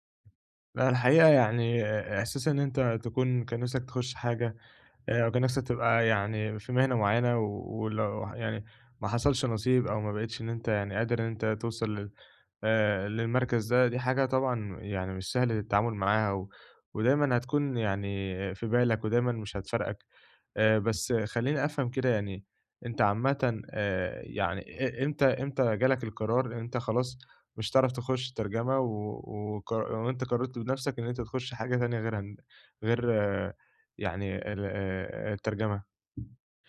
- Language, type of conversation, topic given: Arabic, advice, إزاي أتعامل مع إنّي سيبت أمل في المستقبل كنت متعلق بيه؟
- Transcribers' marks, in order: tapping